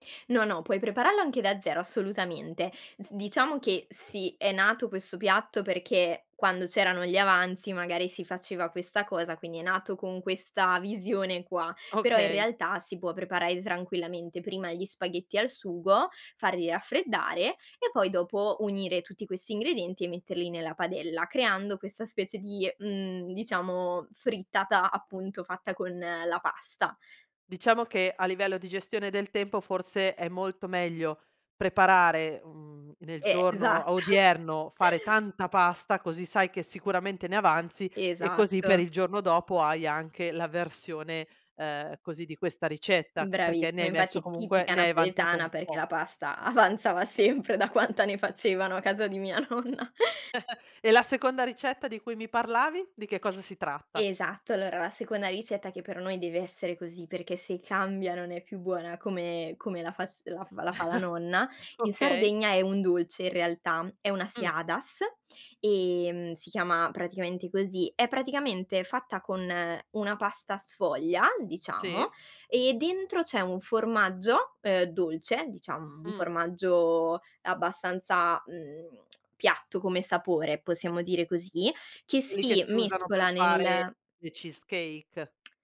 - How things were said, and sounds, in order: "prepararlo" said as "preparallo"; tapping; laughing while speaking: "esatt"; chuckle; other background noise; laughing while speaking: "avanzava sempre da quanta"; laughing while speaking: "mia nonna"; chuckle; chuckle; lip smack
- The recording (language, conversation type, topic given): Italian, podcast, Come fa la tua famiglia a mettere insieme tradizione e novità in cucina?